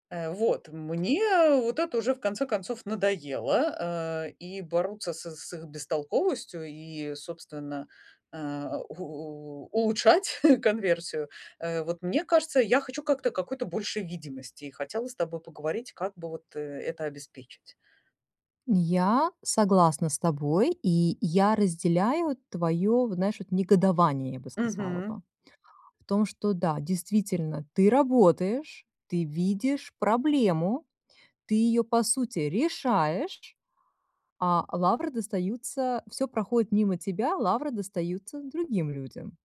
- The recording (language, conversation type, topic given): Russian, advice, Как мне получить больше признания за свои достижения на работе?
- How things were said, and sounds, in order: other background noise; chuckle